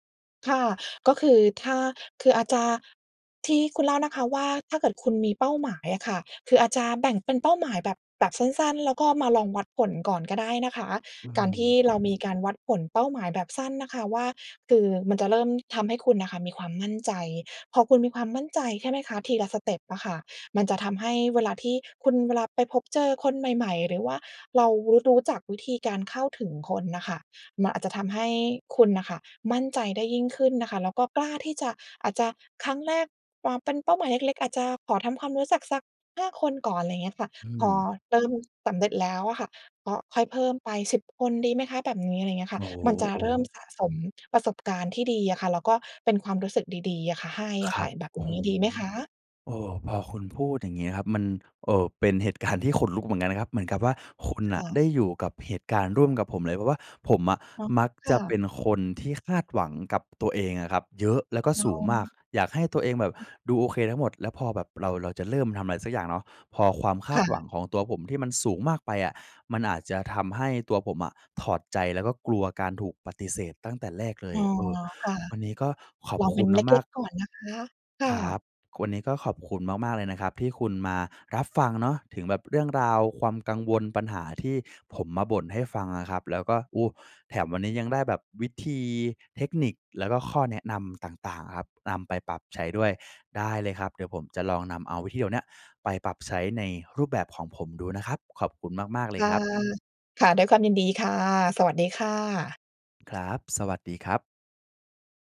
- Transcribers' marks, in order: none
- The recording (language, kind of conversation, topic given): Thai, advice, ฉันควรเริ่มทำความรู้จักคนใหม่อย่างไรเมื่อกลัวถูกปฏิเสธ?